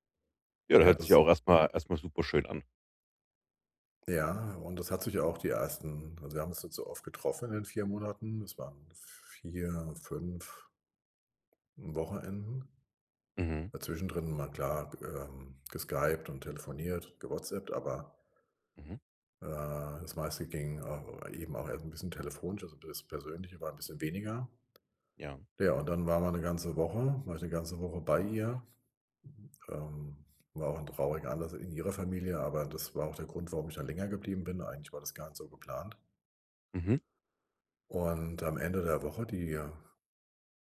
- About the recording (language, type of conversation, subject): German, advice, Wie kann ich die Vergangenheit loslassen, um bereit für eine neue Beziehung zu sein?
- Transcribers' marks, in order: other noise